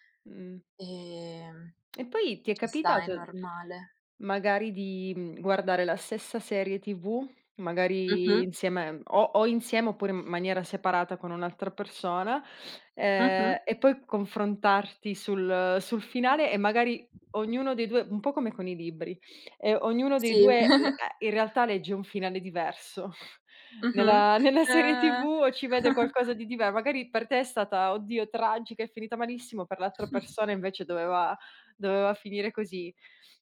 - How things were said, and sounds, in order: drawn out: "Ehm"; tapping; giggle; snort; other background noise; chuckle; chuckle; sniff
- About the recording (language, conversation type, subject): Italian, unstructured, Hai mai pianto per un finale triste di una serie TV?
- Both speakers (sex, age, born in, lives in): female, 20-24, Italy, Italy; female, 30-34, Italy, Italy